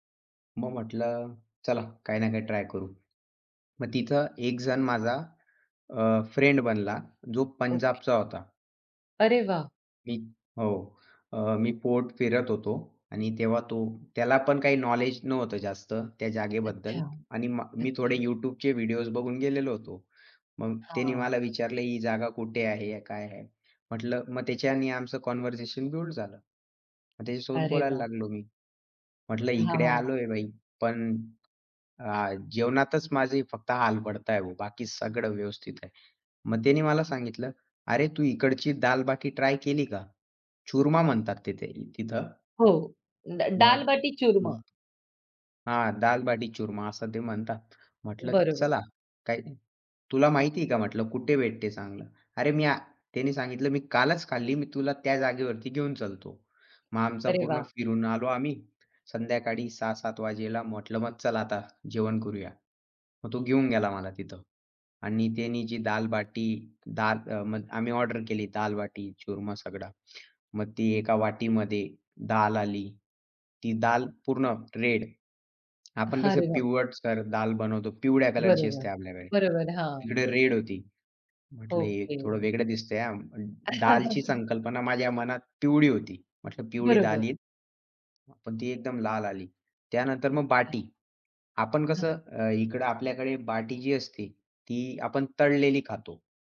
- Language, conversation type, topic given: Marathi, podcast, एकट्याने स्थानिक खाण्याचा अनुभव तुम्हाला कसा आला?
- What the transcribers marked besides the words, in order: other background noise; tapping; in English: "कन्व्हर्सेशन बिल्ड"; laughing while speaking: "अरे"; chuckle